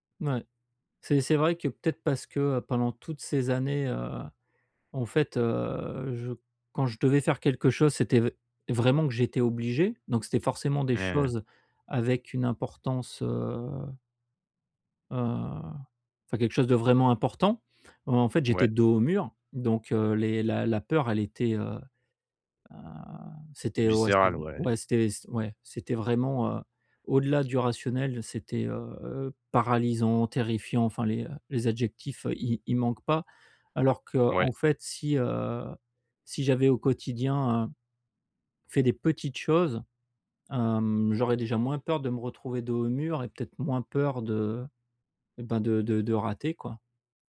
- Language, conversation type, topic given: French, advice, Comment puis-je essayer quelque chose malgré la peur d’échouer ?
- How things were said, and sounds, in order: stressed: "paralysant"